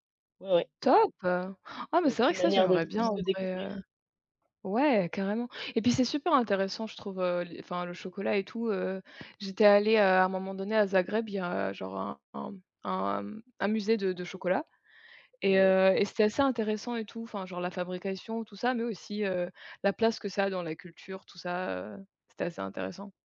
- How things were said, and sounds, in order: gasp; other background noise
- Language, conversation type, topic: French, unstructured, Comment la cuisine peut-elle réunir les gens ?
- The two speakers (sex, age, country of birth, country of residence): female, 30-34, France, France; female, 30-34, Russia, Malta